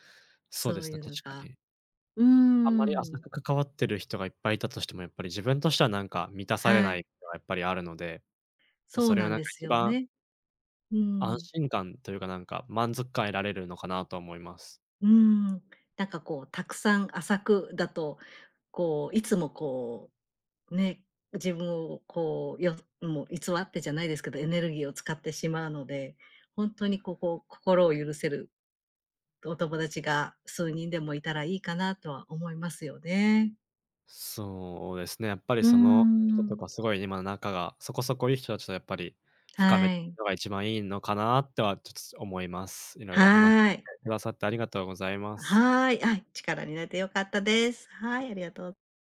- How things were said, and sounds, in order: unintelligible speech
- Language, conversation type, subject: Japanese, advice, 新しい環境で自分を偽って馴染もうとして疲れた